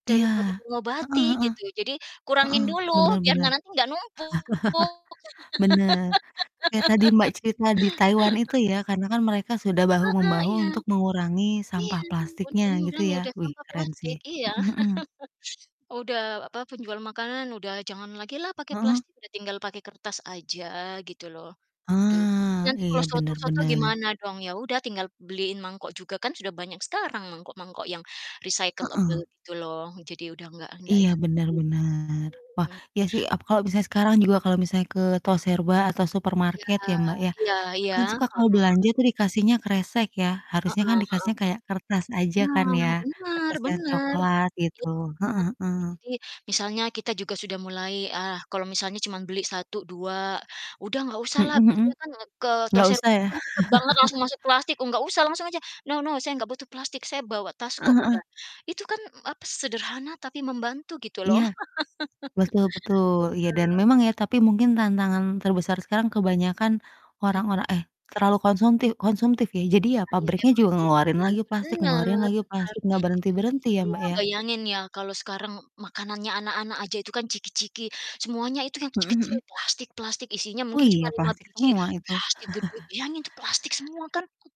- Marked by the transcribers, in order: other background noise; chuckle; distorted speech; laugh; chuckle; in English: "recyclable"; chuckle; laugh; chuckle
- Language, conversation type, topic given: Indonesian, unstructured, Apa yang bisa kita lakukan untuk mengurangi sampah plastik?